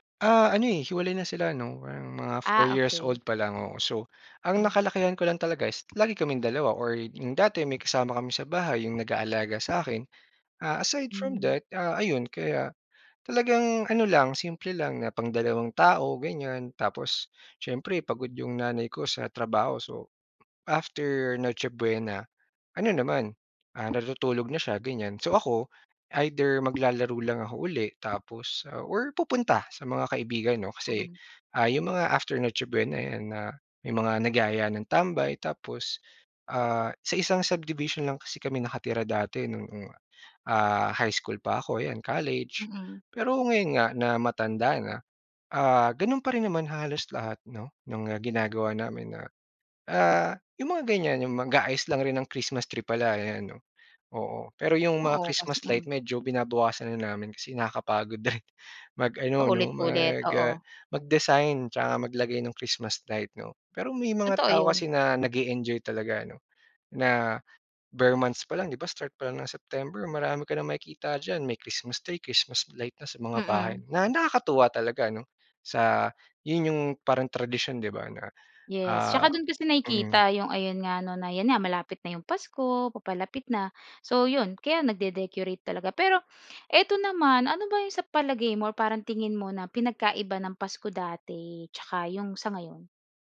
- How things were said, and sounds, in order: other background noise; in English: "aside from that"; tapping; laughing while speaking: "din"
- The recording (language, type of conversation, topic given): Filipino, podcast, Anong tradisyon ang pinakamakabuluhan para sa iyo?